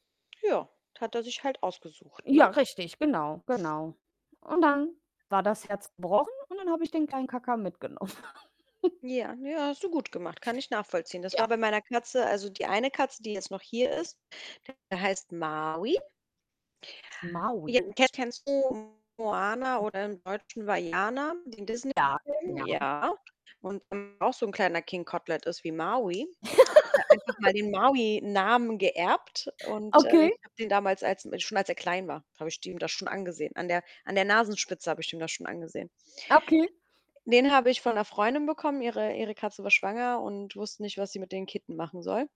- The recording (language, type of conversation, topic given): German, unstructured, Magst du Tiere, und wenn ja, warum?
- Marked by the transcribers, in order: other background noise; distorted speech; laughing while speaking: "mitgenommen"; chuckle; unintelligible speech; unintelligible speech; laugh